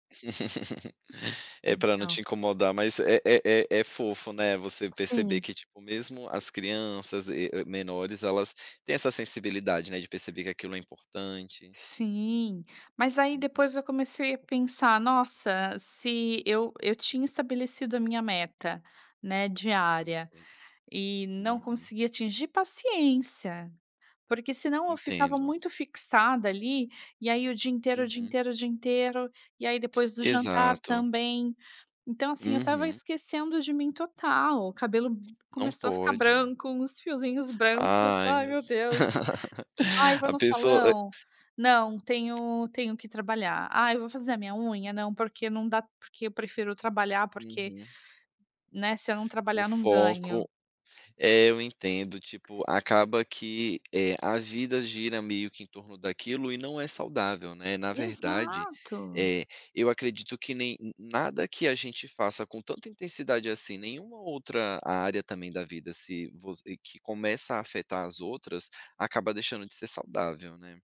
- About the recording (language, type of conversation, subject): Portuguese, podcast, Como você equilibra trabalho e autocuidado?
- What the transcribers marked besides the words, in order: laugh; other background noise; laugh